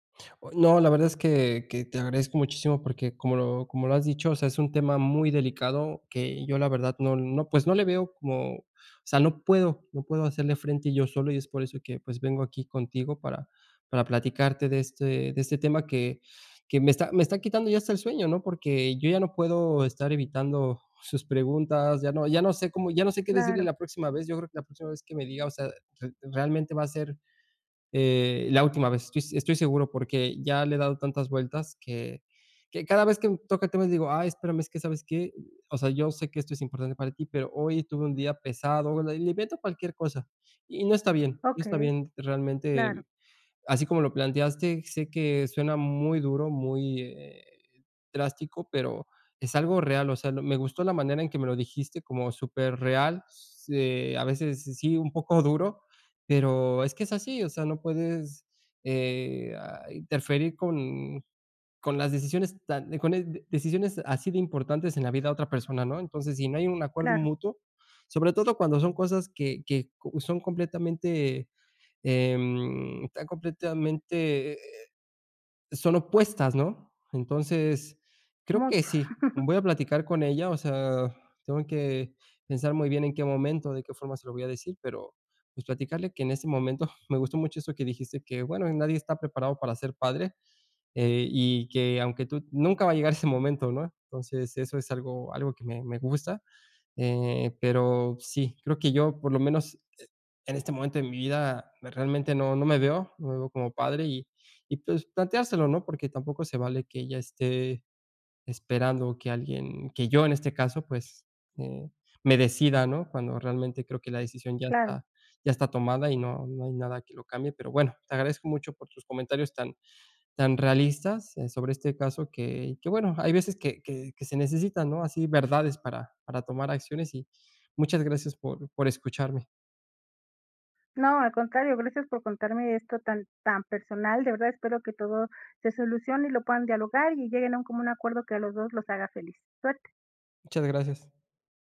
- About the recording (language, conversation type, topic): Spanish, advice, ¿Cómo podemos gestionar nuestras diferencias sobre los planes a futuro?
- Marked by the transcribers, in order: chuckle